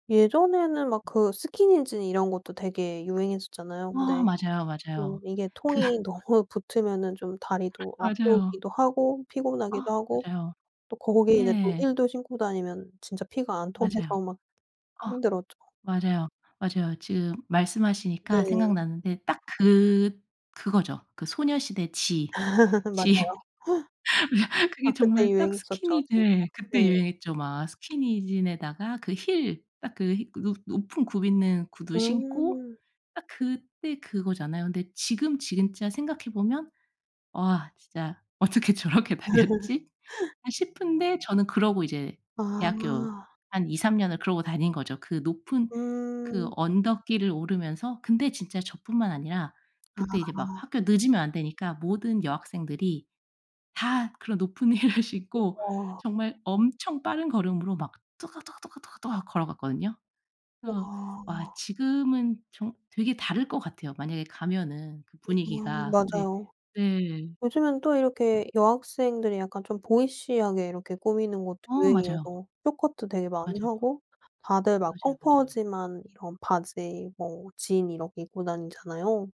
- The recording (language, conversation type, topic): Korean, podcast, 어릴 때 옷을 입는 방식이 지금과 어떻게 달랐나요?
- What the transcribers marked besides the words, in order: tapping; other background noise; laughing while speaking: "그"; laughing while speaking: "맞아요"; laugh; laughing while speaking: "맞아요"; laughing while speaking: "어떻게 저렇게 다녔지"; laugh; laughing while speaking: "힐을"; "쇼트 커트" said as "숏컷"